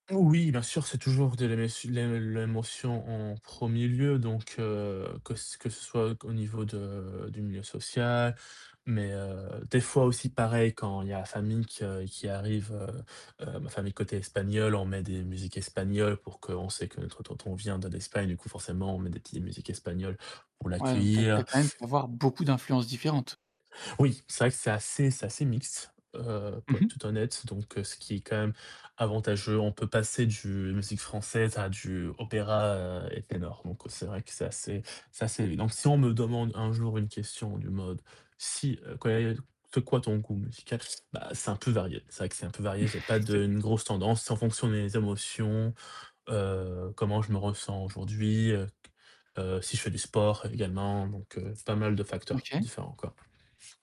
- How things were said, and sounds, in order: static; tapping; stressed: "beaucoup"; distorted speech; chuckle; unintelligible speech; other background noise
- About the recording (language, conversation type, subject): French, podcast, Comment ta famille a-t-elle influencé tes goûts musicaux ?